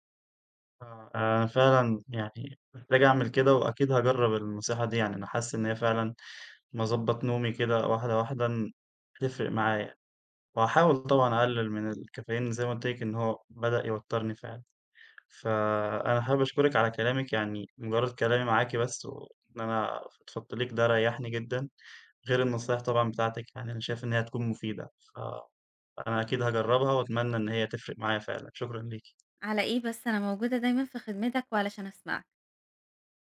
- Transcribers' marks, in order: other background noise
- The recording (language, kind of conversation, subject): Arabic, advice, إزاي جدول نومك المتقلب بيأثر على نشاطك وتركيزك كل يوم؟
- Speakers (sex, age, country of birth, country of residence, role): female, 30-34, Egypt, Egypt, advisor; male, 20-24, Egypt, Egypt, user